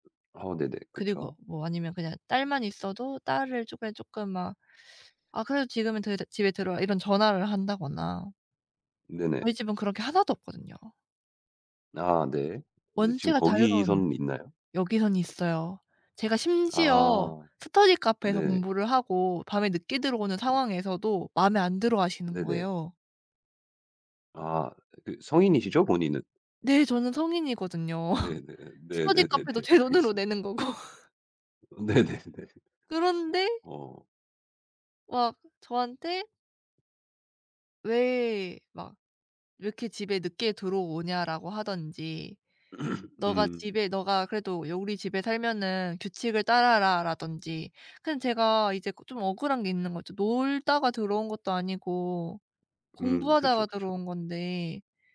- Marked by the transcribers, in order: other background noise; tapping; laugh; laughing while speaking: "제 돈으로 내는 거고"; laughing while speaking: "네네네"; throat clearing
- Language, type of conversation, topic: Korean, advice, 함께 살던 집에서 나가야 할 때 현실적·감정적 부담을 어떻게 감당하면 좋을까요?